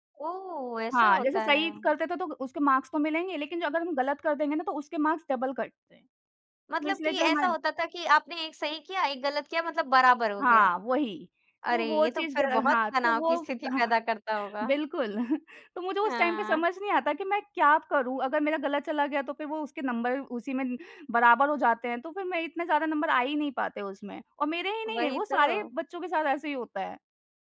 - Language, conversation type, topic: Hindi, podcast, आप परीक्षा के तनाव को कैसे संभालते हैं?
- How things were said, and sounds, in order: in English: "मार्क्स"; in English: "मार्क्स"; laughing while speaking: "हाँ, बिल्कुल"; laughing while speaking: "स्थिति पैदा करता होगा"; in English: "टाइम"; in English: "नंबर"; in English: "नंबर"